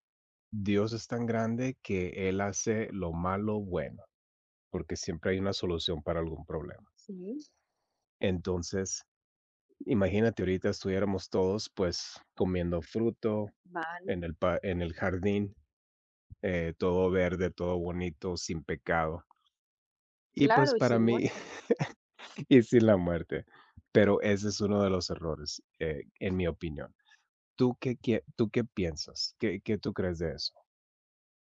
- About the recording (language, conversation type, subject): Spanish, unstructured, ¿Cuál crees que ha sido el mayor error de la historia?
- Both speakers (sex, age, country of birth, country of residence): male, 40-44, United States, United States; other, 30-34, Mexico, Mexico
- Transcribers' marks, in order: tapping; laughing while speaking: "y sin la muerte"; other background noise